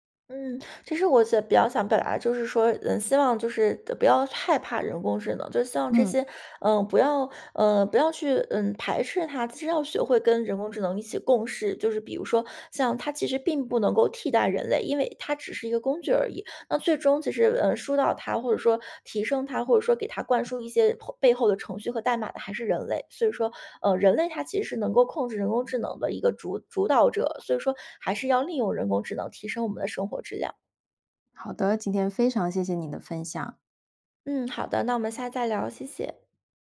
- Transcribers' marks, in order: "想" said as "写"
- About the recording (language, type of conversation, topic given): Chinese, podcast, 你如何看待人工智能在日常生活中的应用？